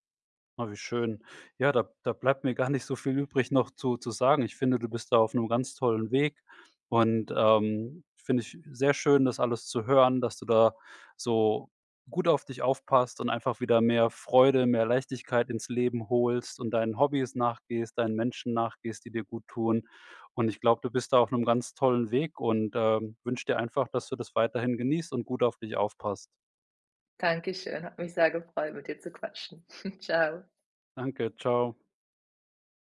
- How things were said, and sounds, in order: chuckle
- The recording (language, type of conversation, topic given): German, advice, Wie kann ich mich außerhalb meines Jobs definieren, ohne ständig nur an die Arbeit zu denken?